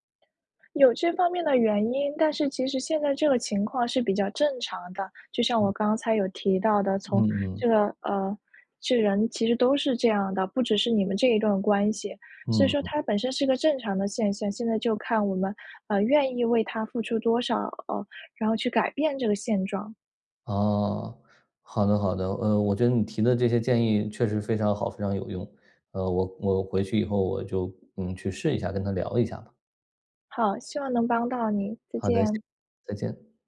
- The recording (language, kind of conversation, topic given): Chinese, advice, 当你感觉伴侣渐行渐远、亲密感逐渐消失时，你该如何应对？
- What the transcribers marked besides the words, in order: tapping; other background noise